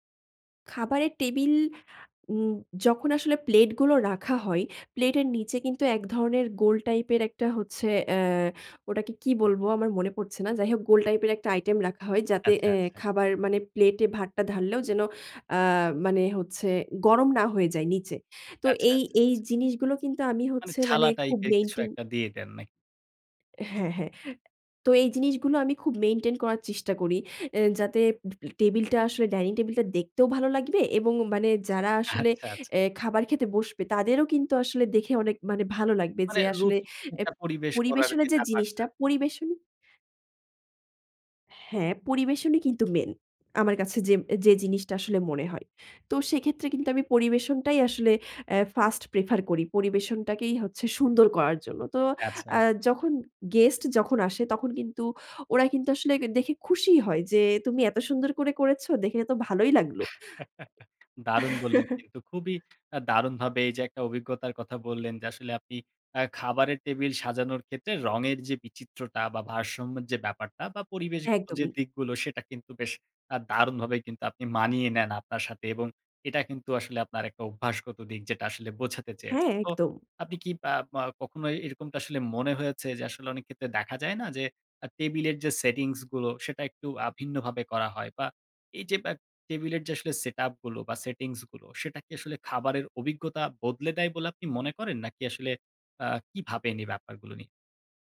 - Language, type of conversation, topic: Bengali, podcast, অতিথি এলে খাবার পরিবেশনের কোনো নির্দিষ্ট পদ্ধতি আছে?
- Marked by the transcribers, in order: laughing while speaking: "আচ্ছা"; unintelligible speech; laugh; tapping; laugh